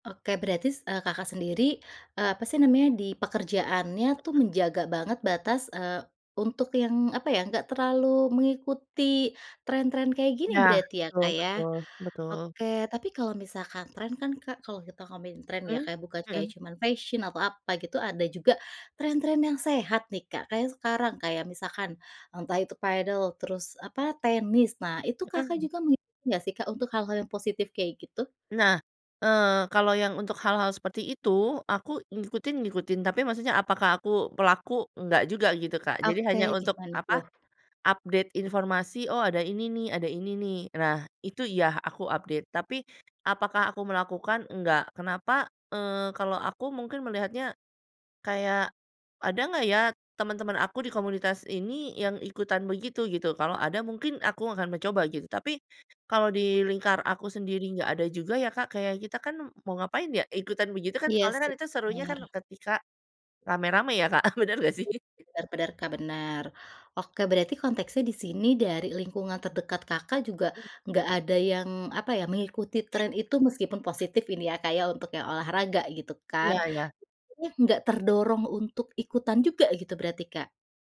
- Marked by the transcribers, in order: tapping; in English: "fashion"; in English: "Update"; in English: "update"; other background noise; laughing while speaking: "Eee, bener enggak sih?"; chuckle
- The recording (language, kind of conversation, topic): Indonesian, podcast, Seberapa penting menurutmu mengikuti tren agar tetap autentik?